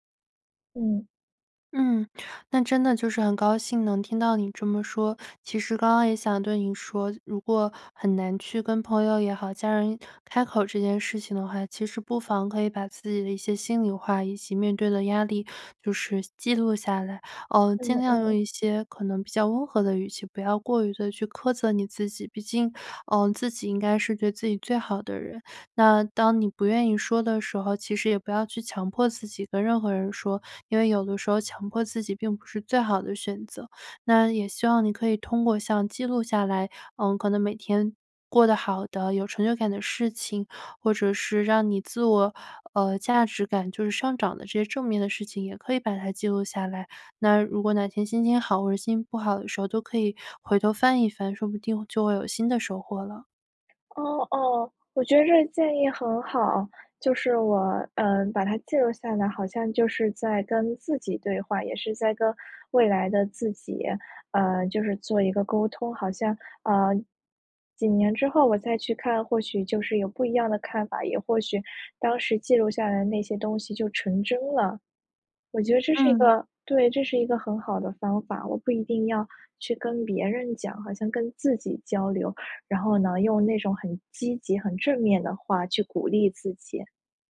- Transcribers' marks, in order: none
- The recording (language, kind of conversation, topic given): Chinese, advice, 你会因为和同龄人比较而觉得自己的自我价值感下降吗？